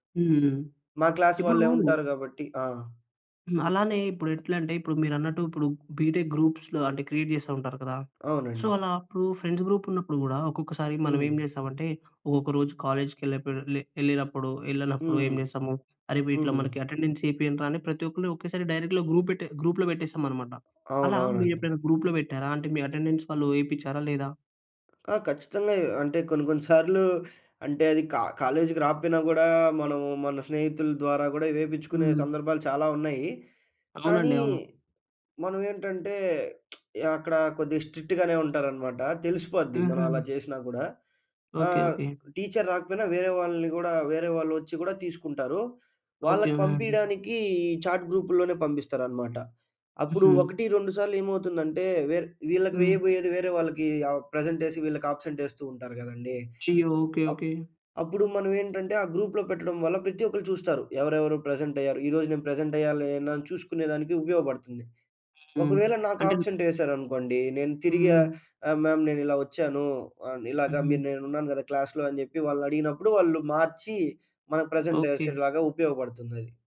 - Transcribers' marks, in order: in English: "క్లాస్"; in English: "బీటెక్ గ్రూప్స్‌లో"; in English: "క్రియేట్"; in English: "ఫ్రెండ్స్ గ్రూప్"; in English: "కాలేజ్‌కి"; in English: "అటెండెన్స్"; in English: "డైరెక్ట్‌గా గ్రూప్"; in English: "గ్రూప్‌లో"; in English: "గ్రూప్‌లో"; in English: "అటెండెన్స్"; other background noise; tapping; in English: "స్ట్రిక్ట్‌గానే"; in English: "టీచర్"; in English: "అబ్సెంట్"; in English: "గ్రూప్‌లో"; unintelligible speech; in English: "ప్రెజెంట్"; in English: "ప్రెజెంట్"; in English: "మ్యామ్"; in English: "క్లాస్‌లో!"; in English: "ప్రెజెంట్"
- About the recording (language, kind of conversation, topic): Telugu, podcast, మీరు చాట్‌గ్రూప్‌ను ఎలా నిర్వహిస్తారు?